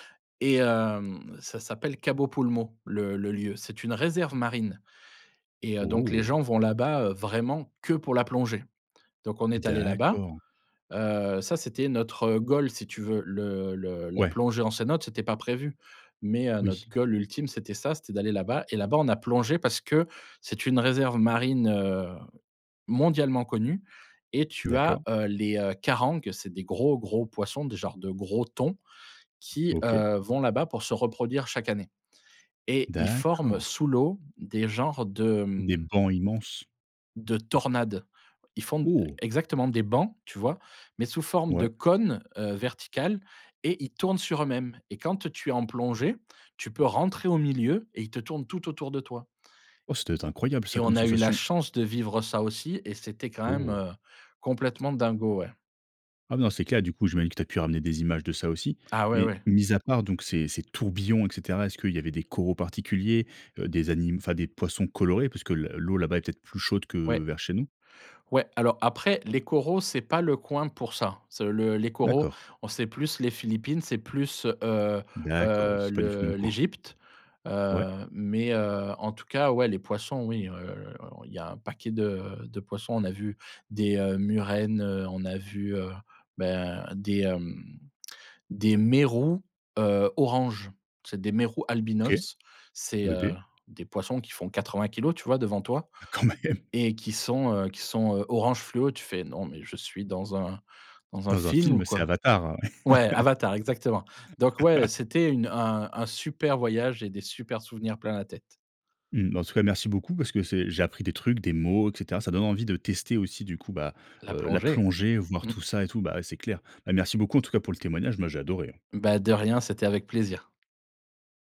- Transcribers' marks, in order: stressed: "D'accord"; tapping; stressed: "mondialement"; stressed: "Oh"; laughing while speaking: "coin"; stressed: "mérous"; laughing while speaking: "Ah quand même !"; laugh
- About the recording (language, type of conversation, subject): French, podcast, Quel voyage t’a réservé une surprise dont tu te souviens encore ?